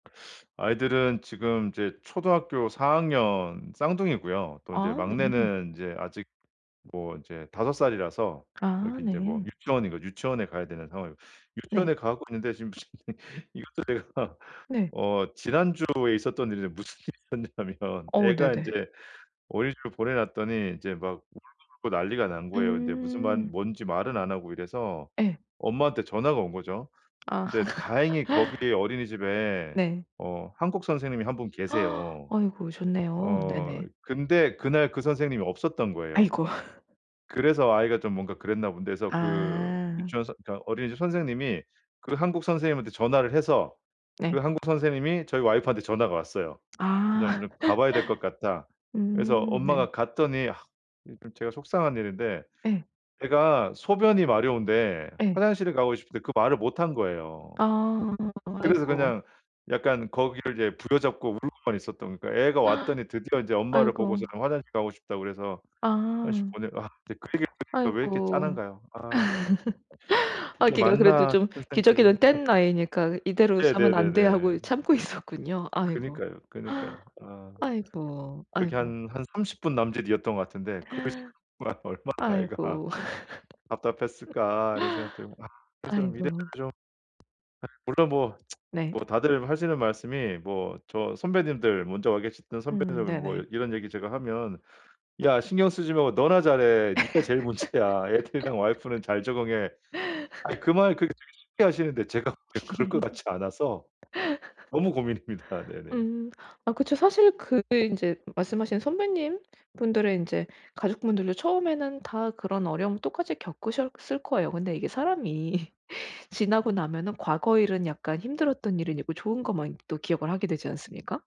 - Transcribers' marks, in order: other background noise; laughing while speaking: "지금 이것도 제가"; laughing while speaking: "무슨 일이 있었냐면"; laugh; gasp; laugh; gasp; laugh; laugh; laughing while speaking: "참고"; gasp; laughing while speaking: "'그 시간 동안 얼마나 애가"; gasp; laughing while speaking: "아이고"; tsk; laughing while speaking: "문제야. 애들이랑"; laugh; laugh; laughing while speaking: "고민입니다"; laughing while speaking: "사람이"
- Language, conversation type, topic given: Korean, advice, 어떻게 하면 가족 구성원이 새 환경에 잘 적응할까?